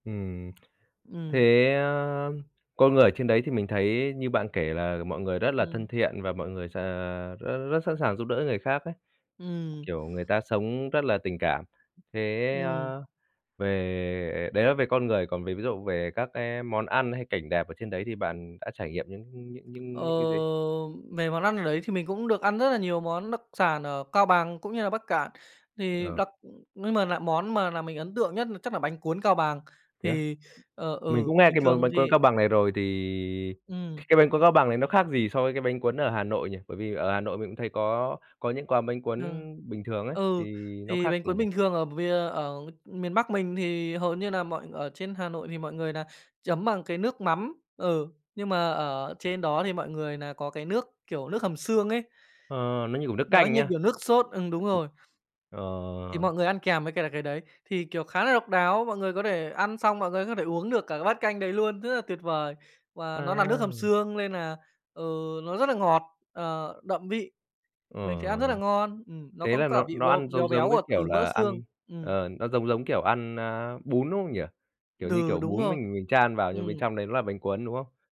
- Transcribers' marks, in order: tapping; other background noise
- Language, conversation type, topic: Vietnamese, podcast, Bạn đã từng đi một mình chưa, và bạn cảm thấy như thế nào?